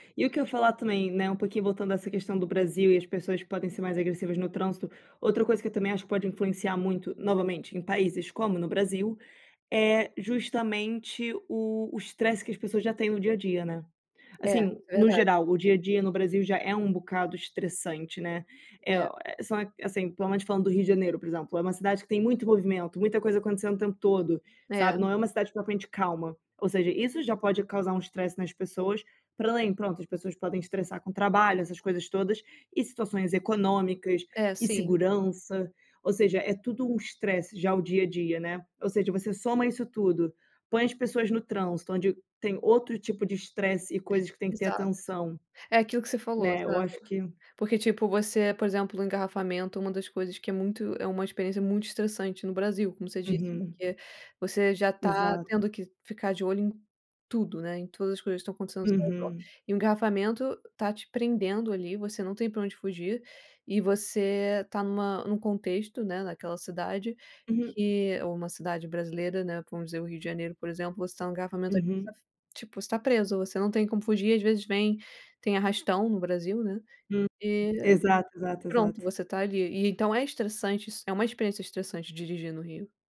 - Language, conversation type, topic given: Portuguese, unstructured, O que mais te irrita no comportamento das pessoas no trânsito?
- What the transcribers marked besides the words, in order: none